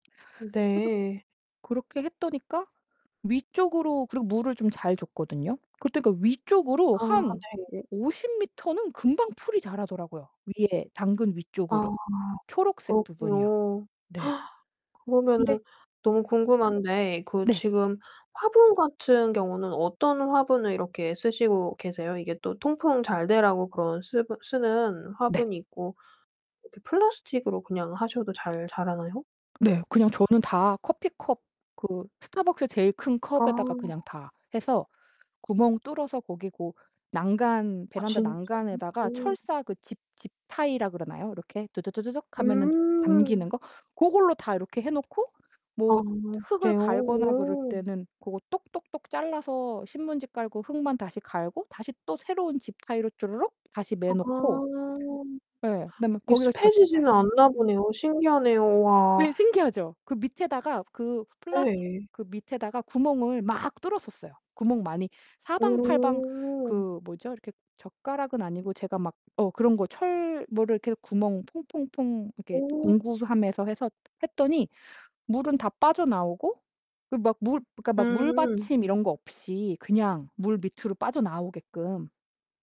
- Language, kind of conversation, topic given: Korean, podcast, 텃밭이나 베란다에서 식물을 가꿔본 적이 있으신가요? 그때 어떠셨나요?
- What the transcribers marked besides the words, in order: distorted speech; gasp; other background noise; in English: "집타이라"; static; in English: "집타이로"